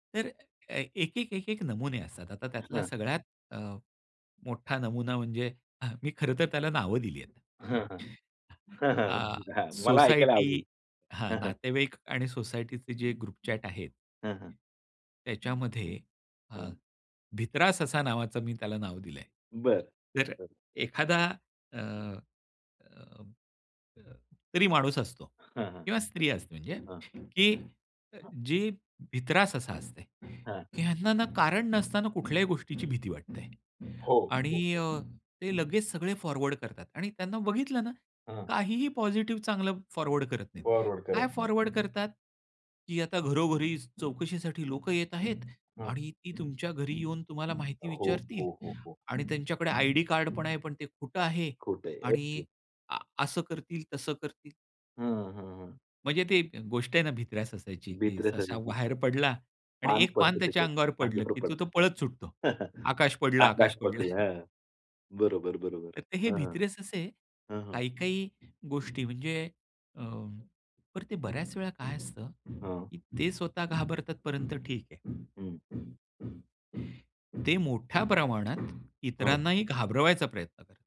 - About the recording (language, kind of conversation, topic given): Marathi, podcast, ग्रुपचॅटमध्ये वागण्याचे नियम कसे असावेत, असे तुम्ही सुचवाल का?
- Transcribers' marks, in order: chuckle; chuckle; unintelligible speech; in English: "ग्रुप चॅट"; tapping; other background noise; other noise; laughing while speaking: "अंगावर पडतं"; chuckle